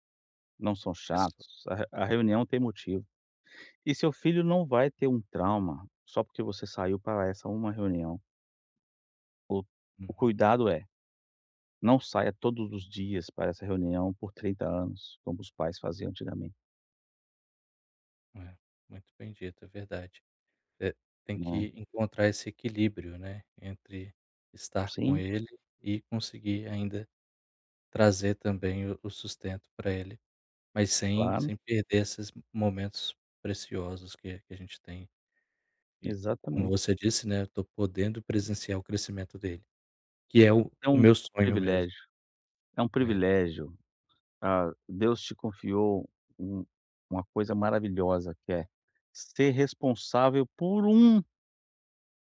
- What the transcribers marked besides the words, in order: tapping
- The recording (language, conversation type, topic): Portuguese, advice, Como posso evitar interrupções durante o trabalho?